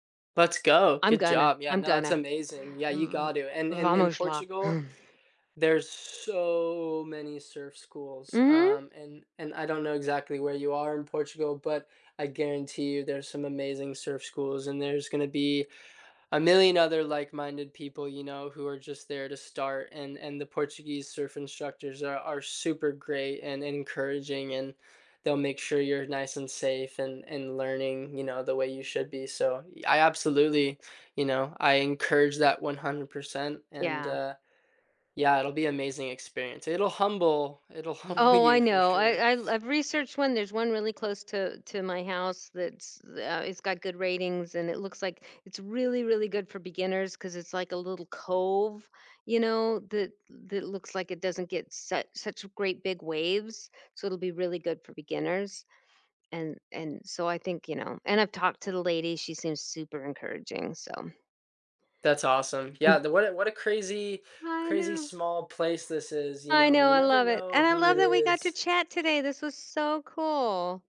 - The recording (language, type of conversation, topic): English, unstructured, How has the way you connect with people in your community changed over time?
- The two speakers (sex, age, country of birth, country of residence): female, 55-59, United States, United States; male, 20-24, United States, United States
- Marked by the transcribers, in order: in Portuguese: "Vamos lá"; chuckle; drawn out: "so"; tapping; laughing while speaking: "humble you"; other background noise